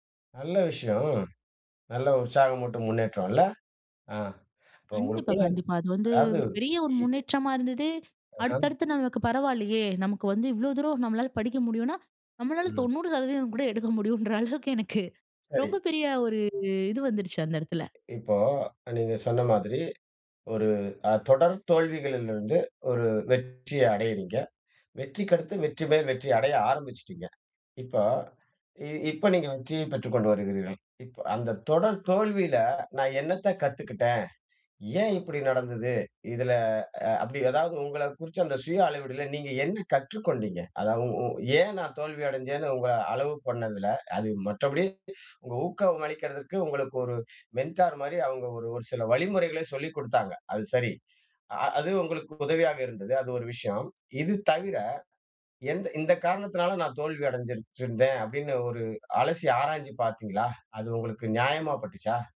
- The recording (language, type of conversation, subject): Tamil, podcast, உங்கள் முதல் தோல்வி அனுபவம் என்ன, அதிலிருந்து நீங்கள் என்ன கற்றுக்கொண்டீர்கள்?
- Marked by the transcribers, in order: other background noise; unintelligible speech; in English: "மெண்டார்"